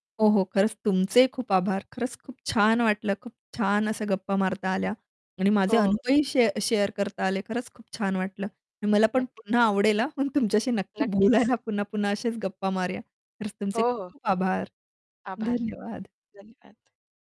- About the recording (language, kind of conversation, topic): Marathi, podcast, तुम्हाला इंटरनेटवरून पैसे भरण्याचा अनुभव कसा आहे?
- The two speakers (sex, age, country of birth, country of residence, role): female, 30-34, India, India, guest; female, 35-39, India, India, host
- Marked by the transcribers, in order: static; other background noise; in English: "शेअर"; tapping; laughing while speaking: "तुमच्याशी नक्की बोलायला पुन्हा पुन्हा"; distorted speech